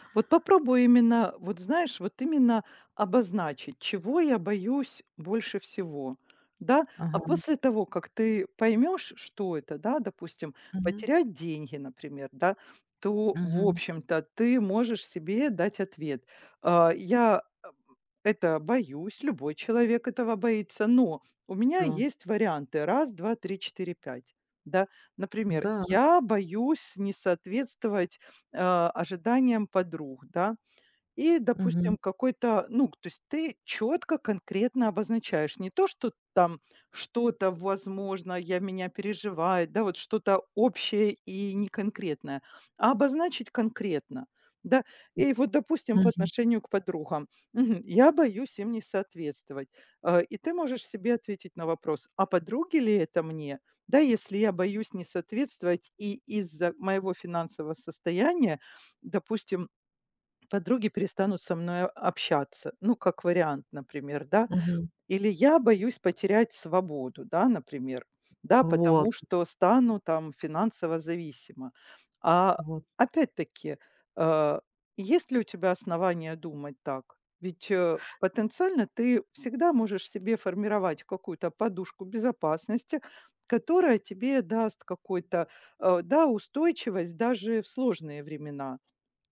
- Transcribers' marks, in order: other background noise; tapping; other noise
- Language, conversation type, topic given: Russian, advice, Как вы переживаете ожидание, что должны всегда быть успешным и финансово обеспеченным?